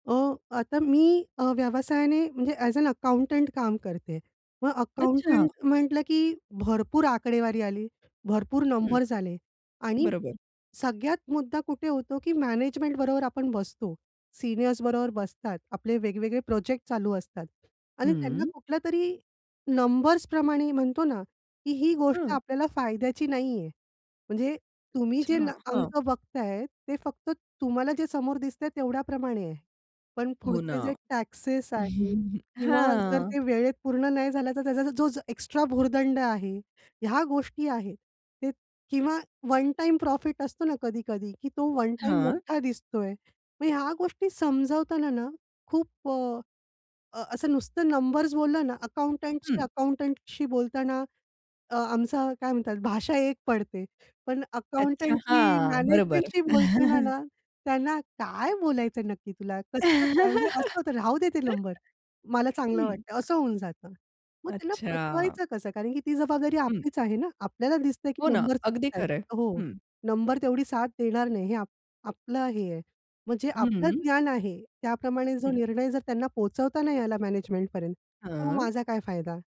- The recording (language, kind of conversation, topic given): Marathi, podcast, काम दाखवताना कथा सांगणं का महत्त्वाचं?
- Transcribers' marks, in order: other background noise; laugh; tapping; chuckle; laugh